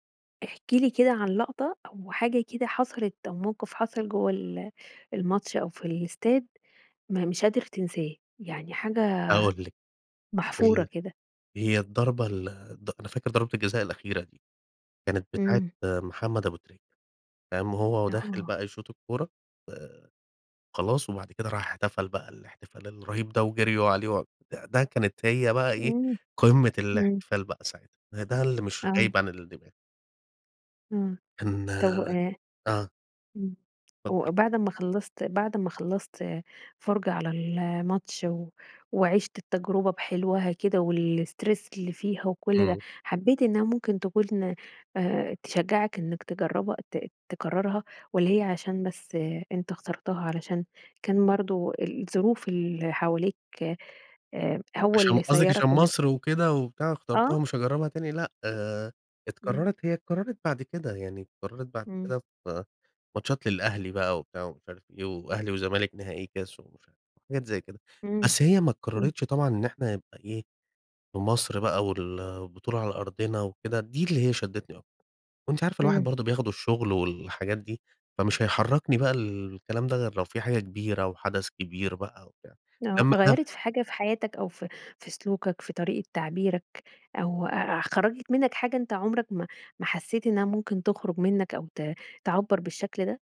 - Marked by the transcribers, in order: other background noise; in English: "الstress"
- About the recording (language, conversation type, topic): Arabic, podcast, ايه أحلى تجربة مشاهدة أثرت فيك ولسه فاكرها؟